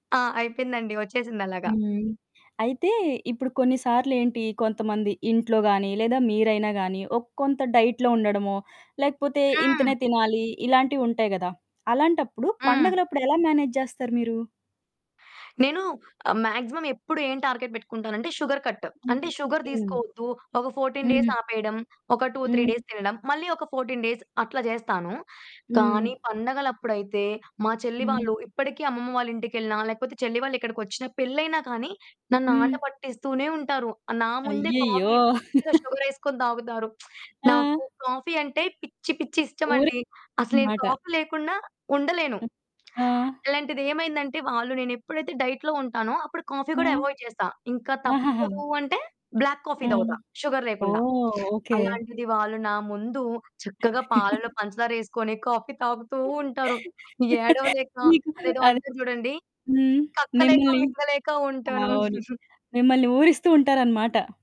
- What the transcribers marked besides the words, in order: in English: "డైట్‌లో"; in English: "మేనేజ్"; in English: "మాగ్జిమం"; in English: "టార్గెట్"; in English: "షుగర్ కట్"; in English: "షుగర్"; in English: "ఫోర్టీన్"; in English: "టూ త్రీ డేస్"; in English: "ఫోర్టీన్ డేస్"; chuckle; in English: "కాఫీ"; distorted speech; lip smack; in English: "కాఫీ"; in English: "కాఫీ"; in English: "డైట్‌లో"; in English: "కాఫీ"; in English: "ఎవాయిడ్"; in English: "బ్లాక్ కాఫీ"; in English: "షుగర్"; chuckle; other background noise; chuckle; in English: "కాఫీ"; chuckle
- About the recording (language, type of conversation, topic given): Telugu, podcast, పండుగకు వెళ్లినప్పుడు మీకు ఏ రుచులు, ఏ వంటకాలు ఎక్కువగా ఇష్టమవుతాయి?